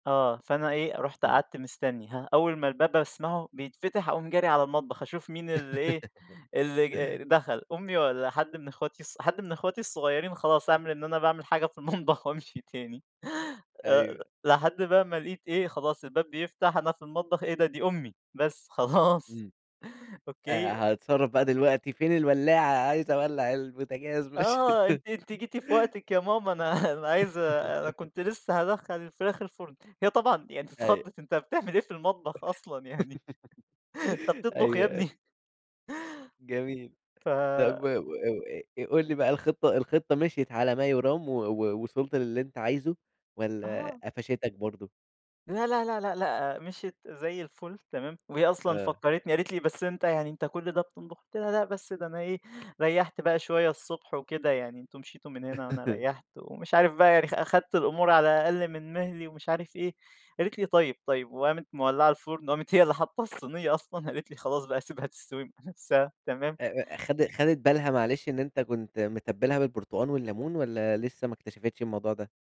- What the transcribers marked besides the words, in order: laugh; laughing while speaking: "في المطبخ وأمشي تاني"; laughing while speaking: "خلاص"; laughing while speaking: "ماش"; laugh; laughing while speaking: "أنا"; laughing while speaking: "ت اتخَضّت، أنت بتعمل إيه في المطبخ أصلًا يعني!"; laugh; chuckle; tapping; laugh; laughing while speaking: "وقامت هي اللي حاطَة الصينية … تستوي مع نفسها"
- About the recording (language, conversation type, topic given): Arabic, podcast, احكيلنا عن أول مرة طبخت فيها لحد بتحبه؟